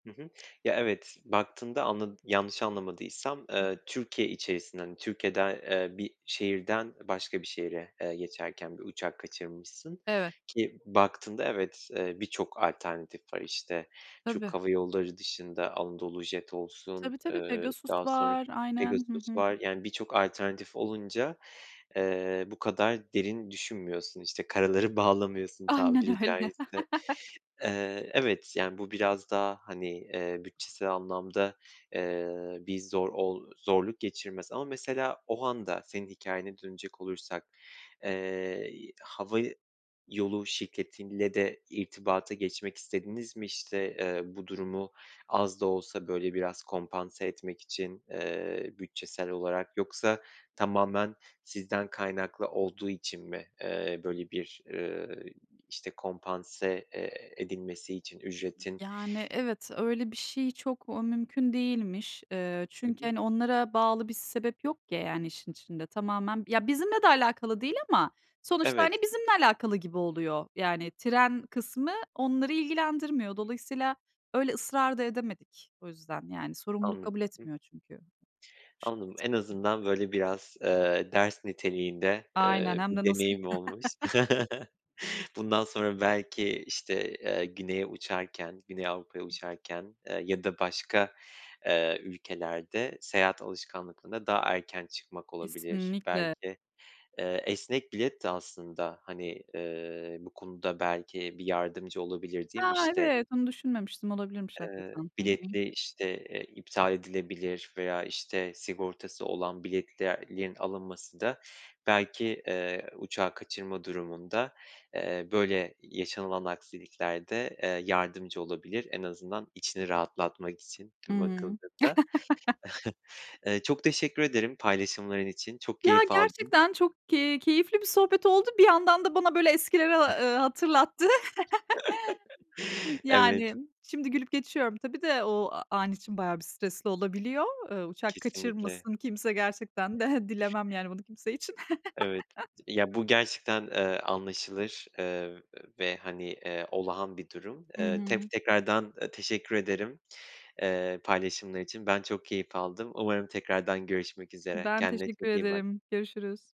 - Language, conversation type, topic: Turkish, podcast, Uçağı kaçırdığın bir seyahati nasıl atlattın?
- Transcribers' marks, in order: other background noise; laugh; unintelligible speech; other noise; laugh; chuckle; "biletlerin" said as "biletlerlin"; unintelligible speech; chuckle; chuckle; chuckle; chuckle